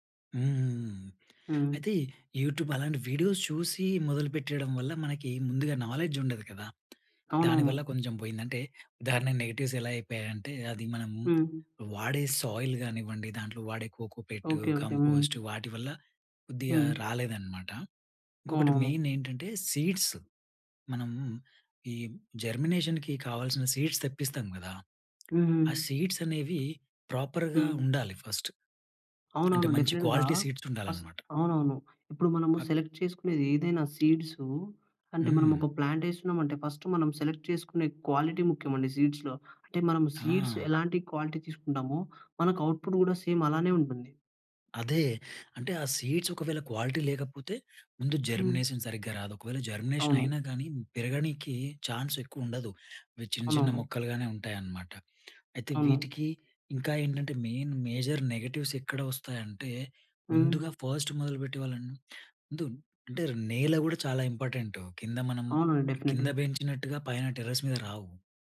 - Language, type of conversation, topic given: Telugu, podcast, ఇంటి చిన్న తోటను నిర్వహించడం సులభంగా ఎలా చేయాలి?
- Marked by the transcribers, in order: in English: "యూట్యూబ్"; in English: "వీడియోస్"; in English: "నాలెడ్జ్"; in English: "నెగటివ్స్"; in English: "సాయిల్"; in English: "కోకో పెట్టు కంపోస్ట్"; in English: "మెయిన్"; in English: "సీడ్స్"; in English: "జర్మినేషన్‍కి"; in English: "సీడ్స్"; in English: "సీడ్స్"; in English: "ప్రాపర్‌గా"; in English: "ఫస్ట్"; in English: "క్వాలిటీ సీడ్స్"; in English: "డెఫినిట్‌గా"; in English: "సెలెక్ట్"; other background noise; in English: "ఫస్ట్"; in English: "సెలెక్ట్"; in English: "క్వాలిటీ"; in English: "సీడ్స్‌లో"; in English: "సీడ్స్"; in English: "క్వాలిటీ"; in English: "ఔట్‌పు‌ట్"; in English: "సేమ్"; in English: "సీడ్స్"; in English: "క్వాలిటీ"; in English: "జర్మినేసన్"; in English: "జర్మినేషన్"; in English: "ఛాన్స్"; tapping; in English: "మెయిన్, మేజర్ నెగటివ్స్"; in English: "ఫస్ట్"; in English: "డెఫినెట్‌లీ"; in English: "టెర్రస్"